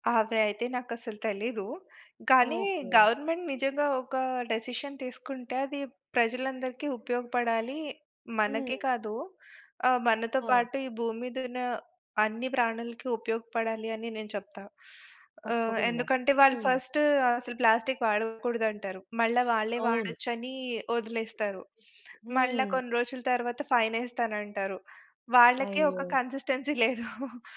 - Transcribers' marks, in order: in English: "గవర్నమెంట్"; in English: "డిసిషన్"; other background noise; background speech; in English: "కన్సిస్టెన్సీ"; giggle
- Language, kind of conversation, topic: Telugu, podcast, ఒక సాధారణ వ్యక్తి ప్లాస్టిక్‌ను తగ్గించడానికి తన రోజువారీ జీవితంలో ఏలాంటి మార్పులు చేయగలడు?